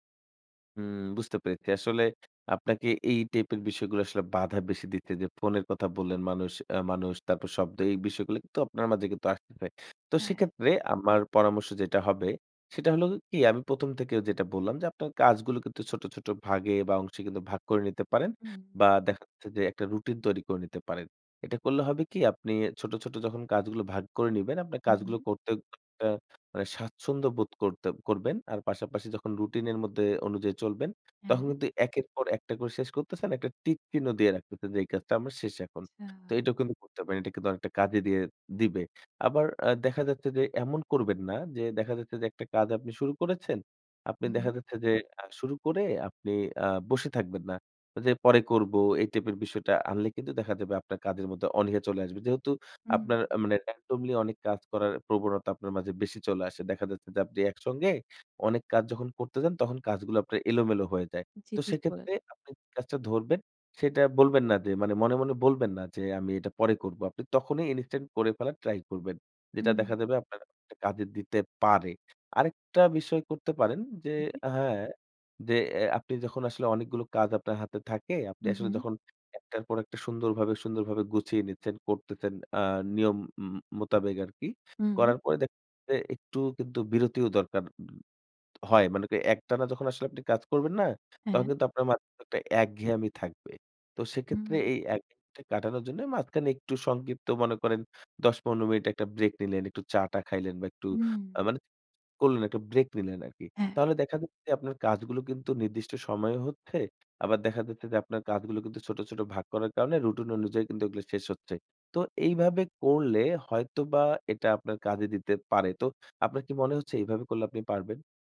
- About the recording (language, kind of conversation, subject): Bengali, advice, একসঙ্গে অনেক কাজ থাকার কারণে কি আপনার মনোযোগ ছিন্নভিন্ন হয়ে যাচ্ছে?
- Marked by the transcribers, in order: in English: "randomly"; "বলেছেন" said as "বলেছ"; "একটা" said as "কটা"; "করেন" said as "করে"; unintelligible speech